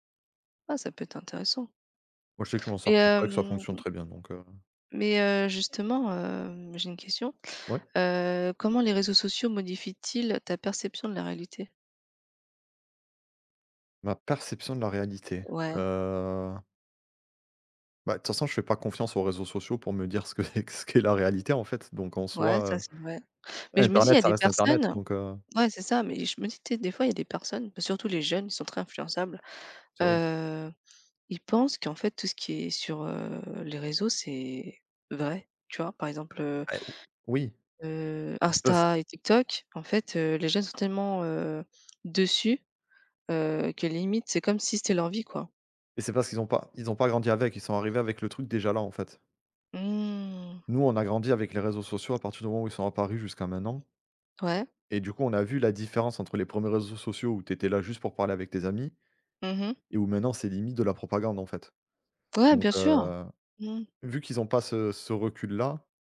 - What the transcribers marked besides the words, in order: laughing while speaking: "ce qu'est ce qu'est la réalité"; drawn out: "Mmh"; tapping
- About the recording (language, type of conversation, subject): French, unstructured, Comment les réseaux sociaux influencent-ils vos interactions quotidiennes ?
- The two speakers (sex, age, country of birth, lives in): female, 35-39, Thailand, France; male, 35-39, France, France